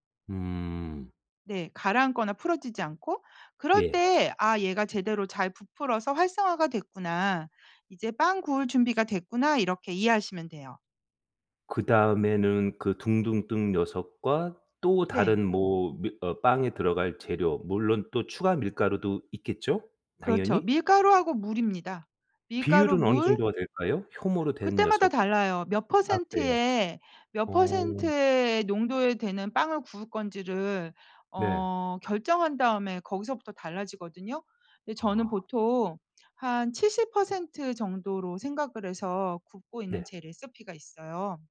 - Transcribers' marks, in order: put-on voice: "레시피가"
- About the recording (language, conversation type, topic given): Korean, podcast, 요즘 푹 빠져 있는 취미가 무엇인가요?